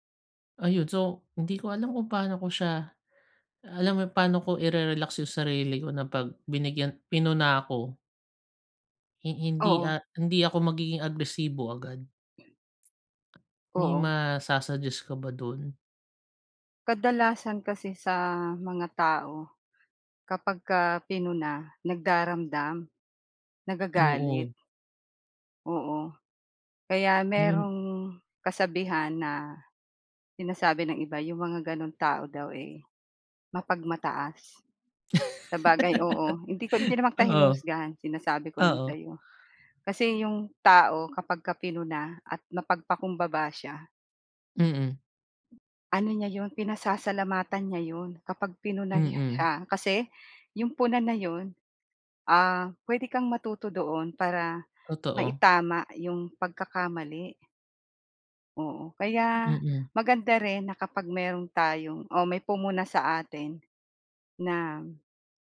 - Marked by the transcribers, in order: giggle
- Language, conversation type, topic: Filipino, advice, Paano ko tatanggapin ang konstruktibong puna nang hindi nasasaktan at matuto mula rito?